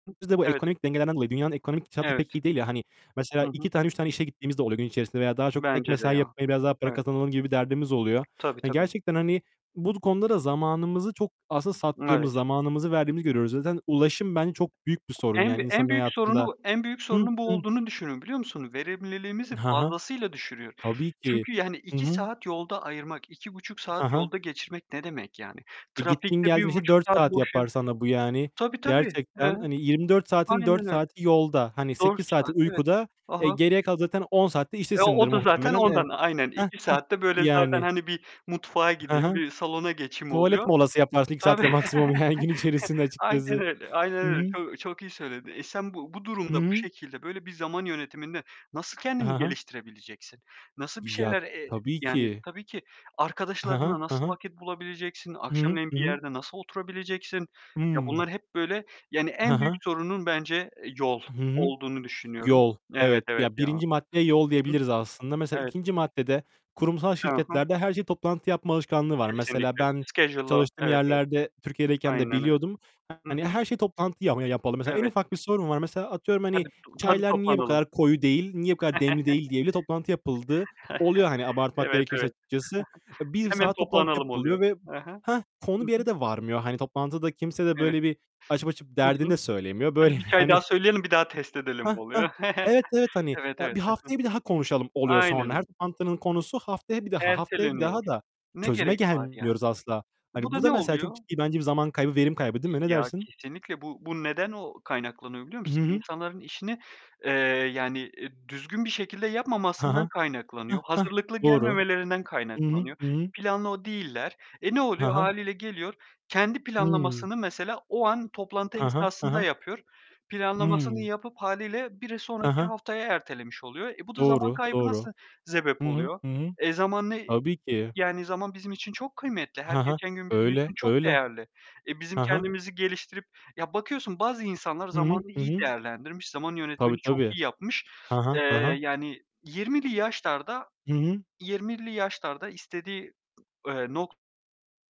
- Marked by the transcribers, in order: other background noise; distorted speech; tapping; chuckle; in English: "Schedule'a"; unintelligible speech; chuckle; chuckle
- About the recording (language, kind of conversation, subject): Turkish, unstructured, İş yerinde zaman yönetimi hakkında ne düşünüyorsunuz?
- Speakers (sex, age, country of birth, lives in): male, 25-29, Turkey, Germany; male, 25-29, Turkey, Portugal